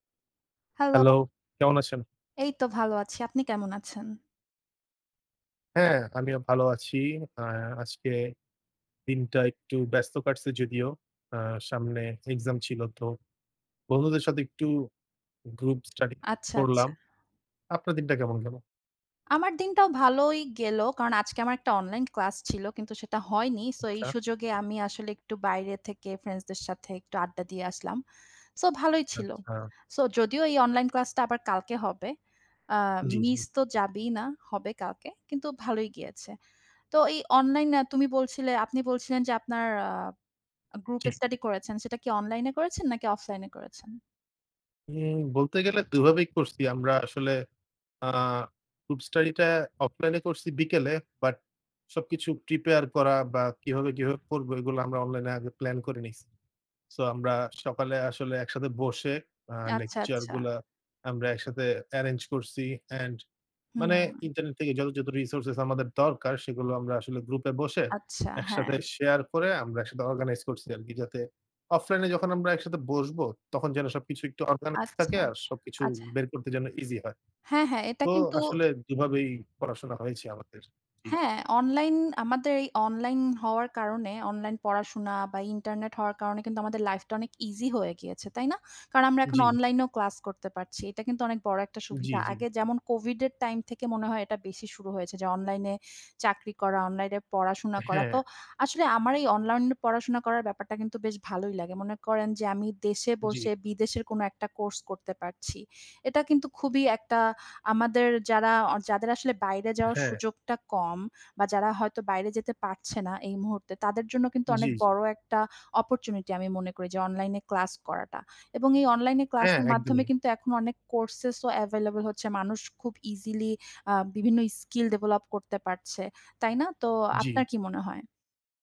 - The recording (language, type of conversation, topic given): Bengali, unstructured, অনলাইনে পড়াশোনার সুবিধা ও অসুবিধা কী কী?
- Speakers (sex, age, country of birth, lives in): female, 30-34, Bangladesh, Bangladesh; male, 20-24, Bangladesh, Bangladesh
- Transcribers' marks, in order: other background noise; tapping; "অনলাইন" said as "অনলান"; in English: "অ্যাভেইলেবল"